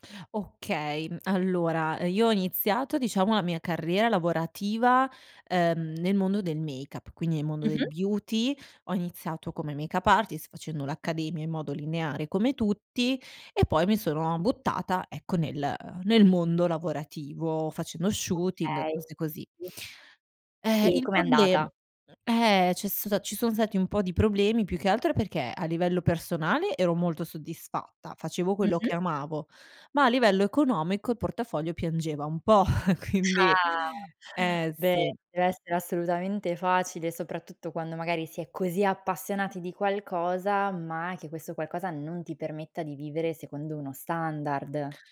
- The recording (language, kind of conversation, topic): Italian, podcast, Qual è il primo passo per ripensare la propria carriera?
- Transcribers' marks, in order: other background noise; laughing while speaking: "quindi"